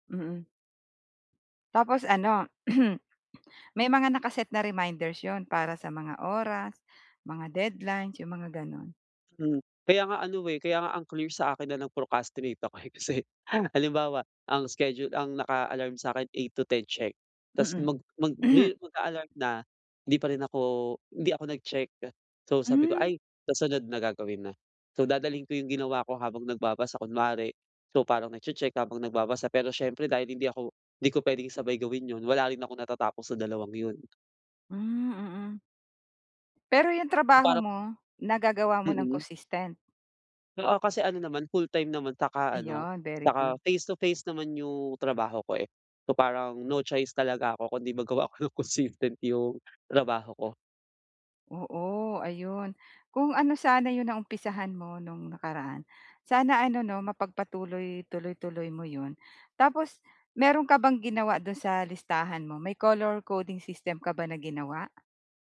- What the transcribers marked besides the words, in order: throat clearing; in English: "reminders"; in English: "deadlines"; in English: "procrastinate"; laughing while speaking: "eh, kasi"; in English: "eight to ten check"; throat clearing; in English: "consistent?"; laughing while speaking: "consistent"; in English: "consistent"; in English: "color coding system"
- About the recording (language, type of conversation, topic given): Filipino, advice, Paano ko masusubaybayan nang mas madali ang aking mga araw-araw na gawi?